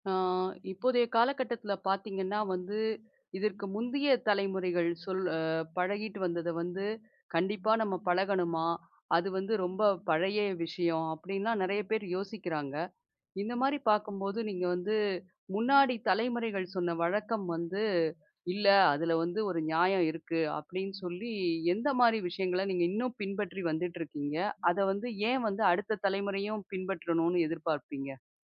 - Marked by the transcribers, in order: background speech; other background noise
- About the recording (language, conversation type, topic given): Tamil, podcast, முந்தைய தலைமுறைகளிடமிருந்து வந்த எந்த வழக்கங்கள் உங்களுக்கு மிகவும் முக்கியமாகத் தோன்றுகின்றன?